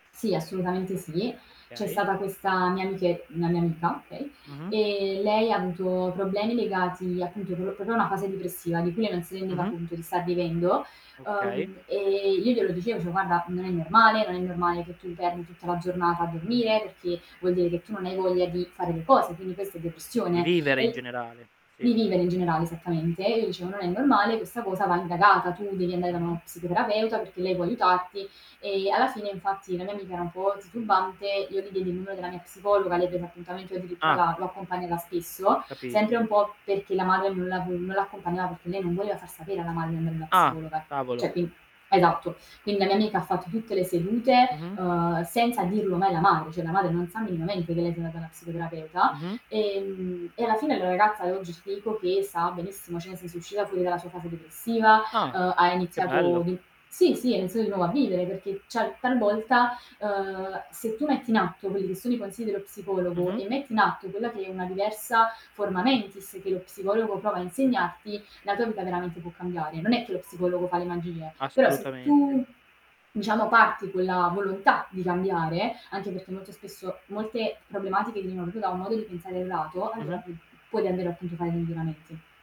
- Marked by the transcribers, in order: static; other background noise; "proprio" said as "propio"; "Cioè" said as "ceh"; tapping; "cioè" said as "ceh"; "cioè" said as "ceh"; "cioè" said as "ceh"
- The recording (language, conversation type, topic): Italian, podcast, Come si può parlare di salute mentale in famiglia?